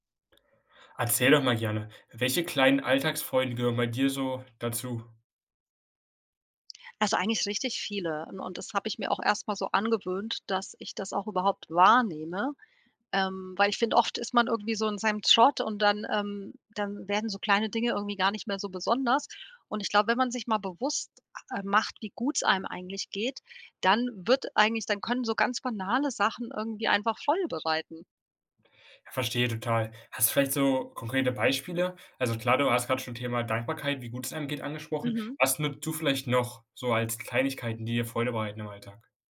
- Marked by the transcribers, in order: stressed: "wahrnehme"
- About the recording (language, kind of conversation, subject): German, podcast, Welche kleinen Alltagsfreuden gehören bei dir dazu?